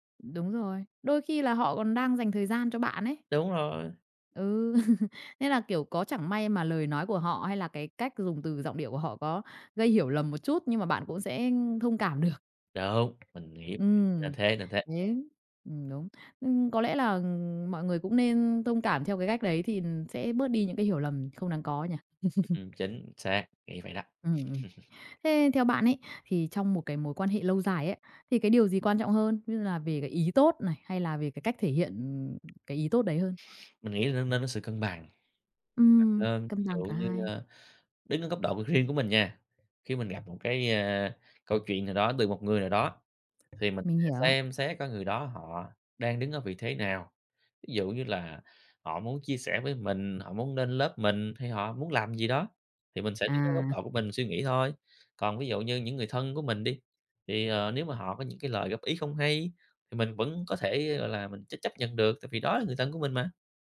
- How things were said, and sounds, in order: laugh; tapping; unintelligible speech; chuckle; chuckle; sniff; laughing while speaking: "riêng"
- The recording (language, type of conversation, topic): Vietnamese, podcast, Bạn nên làm gì khi người khác hiểu sai ý tốt của bạn?